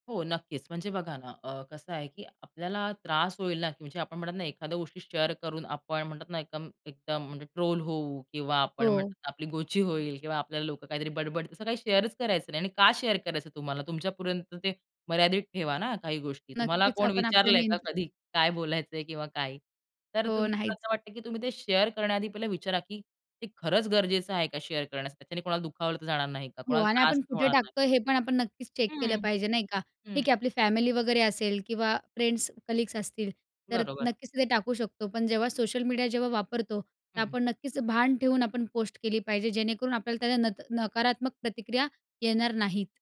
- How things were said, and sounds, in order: tapping; in English: "शेअर"; in English: "शेअरच"; in English: "शेअर"; laughing while speaking: "काय बोलायचंय"; other background noise; in English: "शेअर"; in English: "शेअर"; in English: "चेक"; in English: "कलीग्स"
- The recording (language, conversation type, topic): Marathi, podcast, शेअर केलेल्यानंतर नकारात्मक प्रतिक्रिया आल्या तर तुम्ही काय करता?